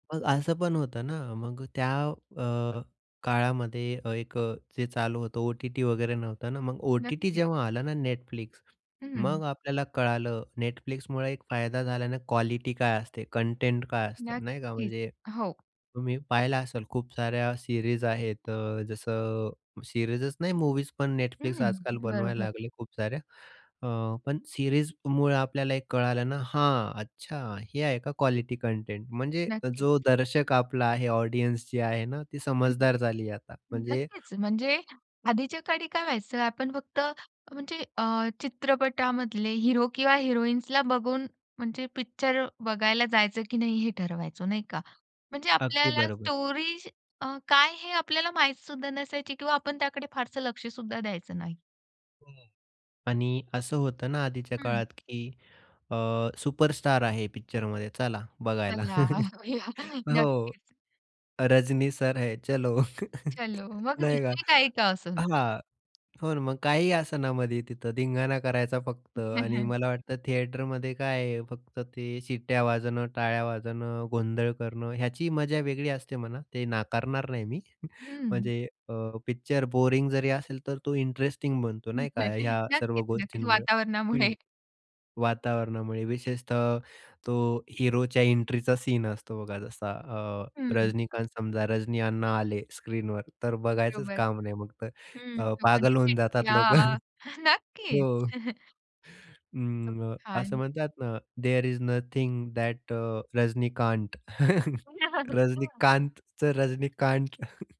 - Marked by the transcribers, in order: tapping; in English: "क्वालिटी कंटेंट"; in English: "ऑडियन्स"; chuckle; laughing while speaking: "हो. रजनी सर हे चलो"; unintelligible speech; other background noise; chuckle; laughing while speaking: "लोकांच्या शिट्ट्या नक्कीच"; chuckle; unintelligible speech; in English: "देर इस नथिंग दॅट अ रजनीकांट"; chuckle; laughing while speaking: "रजनीकांतचं रजनीकांट"; chuckle
- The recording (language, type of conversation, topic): Marathi, podcast, स्ट्रीमिंगमुळे चित्रपटांविषयीची लोकांची पसंती तुमच्या मते कशी बदलली आहे?